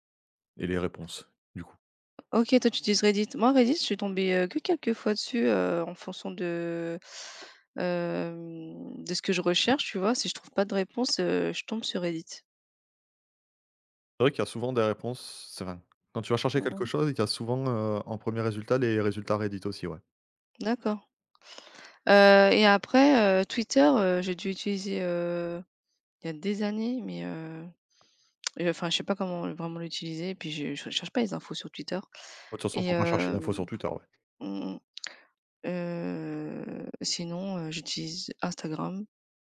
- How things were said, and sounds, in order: other background noise; tapping; drawn out: "hem"; drawn out: "Heu"
- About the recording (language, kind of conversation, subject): French, unstructured, Comment les réseaux sociaux influencent-ils vos interactions quotidiennes ?